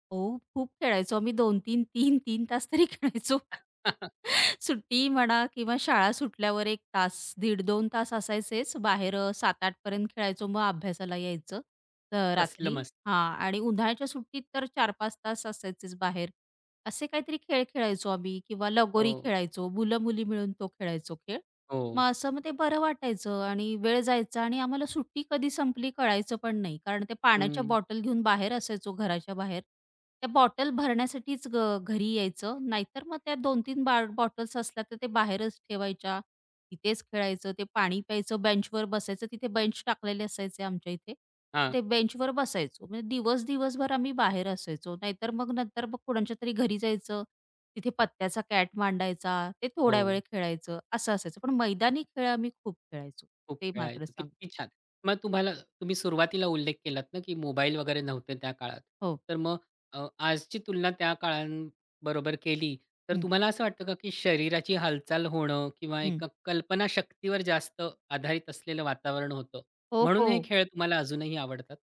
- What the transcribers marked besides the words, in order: laughing while speaking: "तीन तीन तास तरी खेळायचो"; laugh; chuckle; tapping
- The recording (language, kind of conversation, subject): Marathi, podcast, जुन्या पद्धतीचे खेळ अजून का आवडतात?